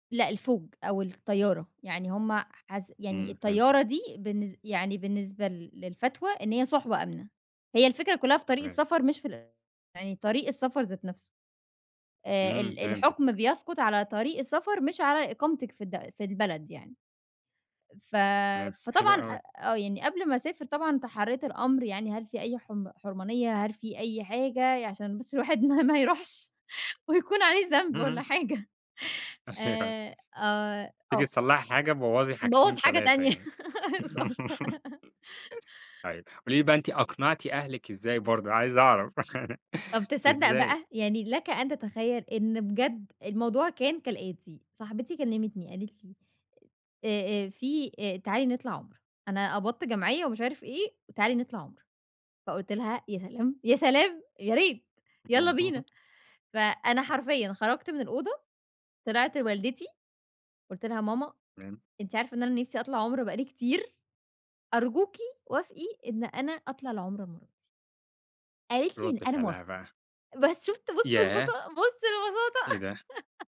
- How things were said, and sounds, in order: other background noise; tapping; unintelligible speech; laughing while speaking: "ما يروحش ويكون عليه ذنب والَّا حاجة"; chuckle; laugh; unintelligible speech; laughing while speaking: "أيوة بالضبط"; laugh; laugh; chuckle; laughing while speaking: "شُفت؟ بُص البس بُص البساطة"; giggle
- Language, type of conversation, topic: Arabic, podcast, إيه نصيحتك لحد ناوي يجرب يسافر لوحده؟